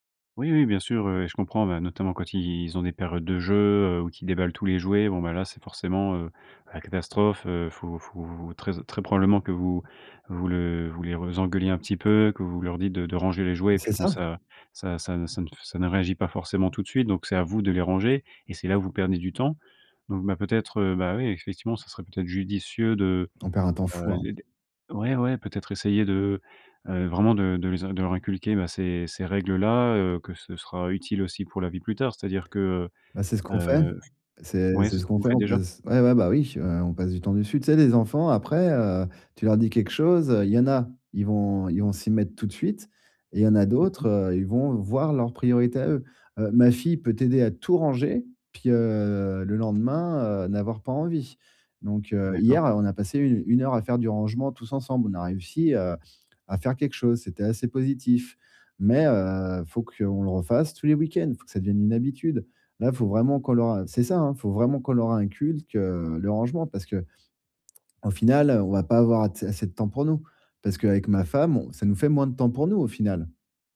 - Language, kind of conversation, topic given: French, advice, Comment réduire la charge de tâches ménagères et préserver du temps pour soi ?
- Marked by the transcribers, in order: tapping